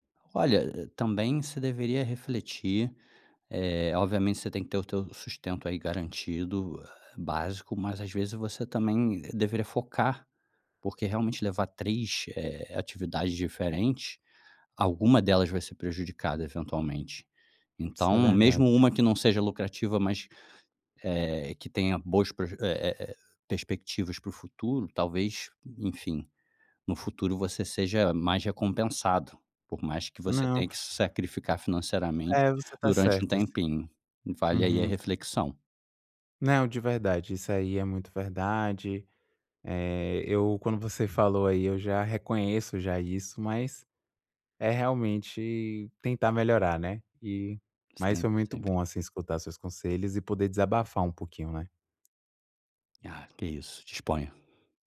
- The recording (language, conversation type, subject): Portuguese, advice, Como você lida com a culpa de achar que não é bom o suficiente?
- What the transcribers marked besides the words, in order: none